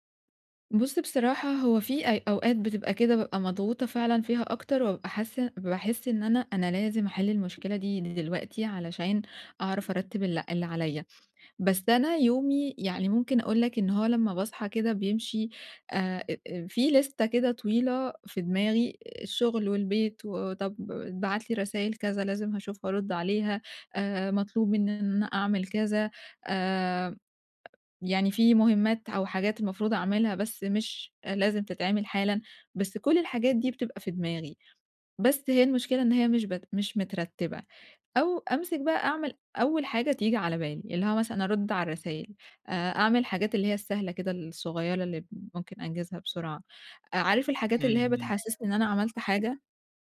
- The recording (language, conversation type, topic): Arabic, advice, إزاي أرتّب مهامي حسب الأهمية والإلحاح؟
- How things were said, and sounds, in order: tapping; in English: "لِستَة"; other background noise